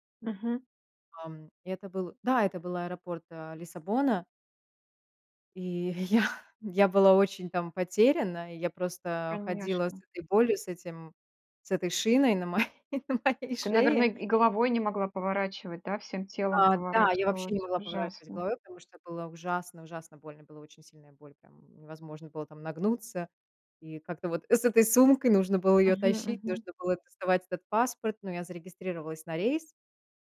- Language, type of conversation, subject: Russian, podcast, Расскажите о случае, когда незнакомец выручил вас в путешествии?
- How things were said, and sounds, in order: exhale; laughing while speaking: "мо на моей"